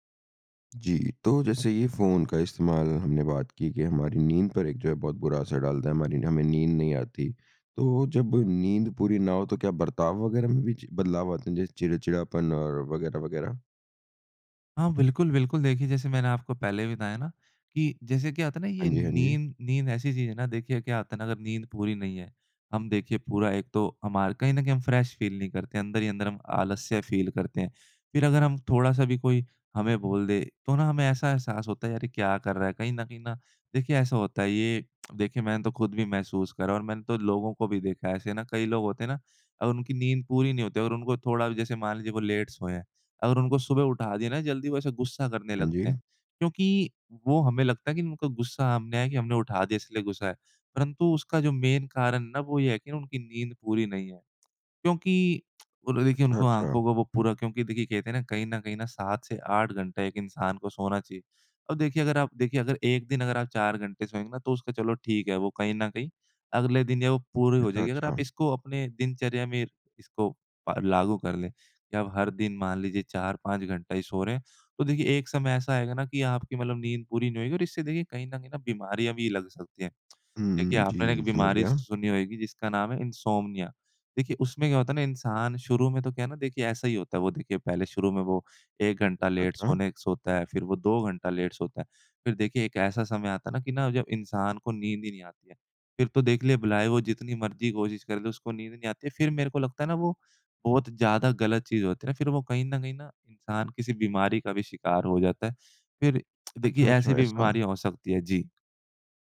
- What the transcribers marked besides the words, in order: in English: "फ़्रेश फ़ील"; in English: "फ़ील"; tongue click; in English: "लेट"; in English: "मेन"; tongue click; tongue click; lip smack; tongue click
- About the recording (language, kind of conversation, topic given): Hindi, podcast, रात को फोन इस्तेमाल करने का आपकी नींद पर क्या असर होता है?